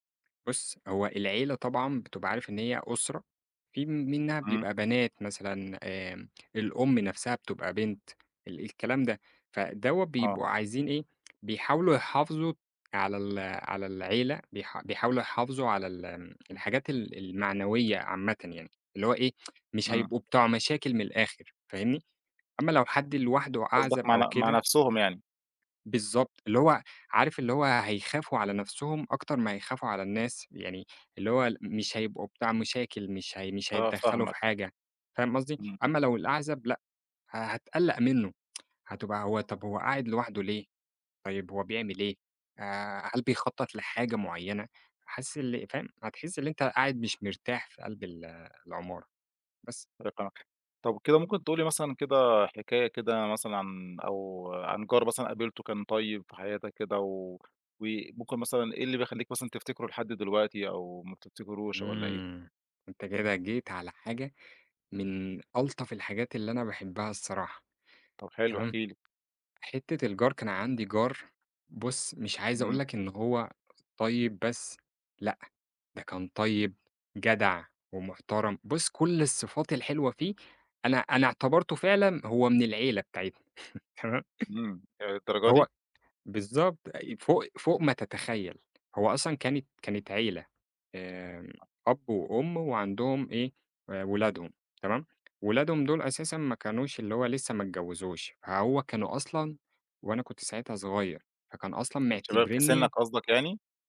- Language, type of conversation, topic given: Arabic, podcast, إيه أهم صفات الجار الكويس من وجهة نظرك؟
- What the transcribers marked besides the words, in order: tapping; tsk; tsk; other background noise; unintelligible speech; chuckle